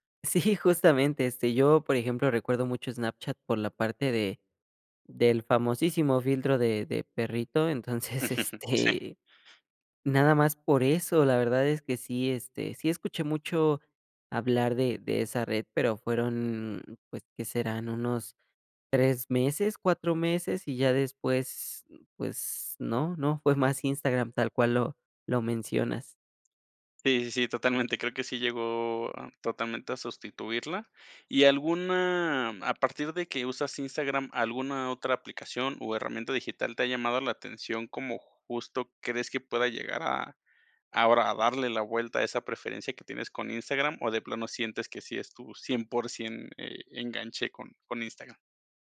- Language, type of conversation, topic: Spanish, podcast, ¿Qué te frena al usar nuevas herramientas digitales?
- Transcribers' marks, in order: laughing while speaking: "Sí, justamente"; laugh